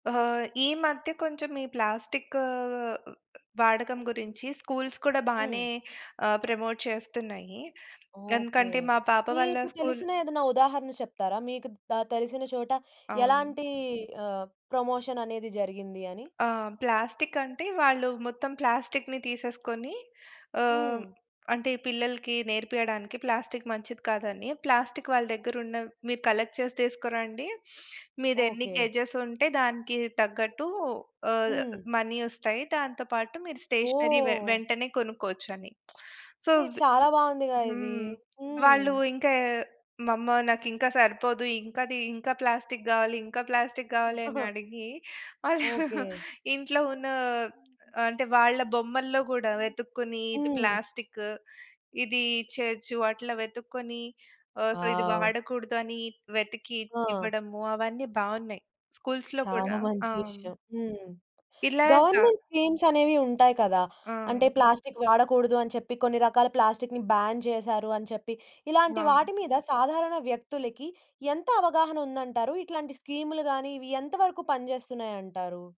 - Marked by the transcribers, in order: in English: "స్కూల్స్"; in English: "ప్రమోట్"; other background noise; in English: "కలెక్ట్"; in English: "మనీ"; in English: "స్టేషనరీ"; in English: "సో"; in English: "మమ్మా"; chuckle; laughing while speaking: "అలా"; background speech; in English: "సో"; in English: "వావ్!"; in English: "స్కూల్స్‌లో"; in English: "గవర్నమెంట్ స్కీమ్స్"; in English: "ప్లాస్టిక్‌ని బ్యాన్"
- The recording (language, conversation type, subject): Telugu, podcast, ఒక సాధారణ వ్యక్తి ప్లాస్టిక్‌ను తగ్గించడానికి తన రోజువారీ జీవితంలో ఏలాంటి మార్పులు చేయగలడు?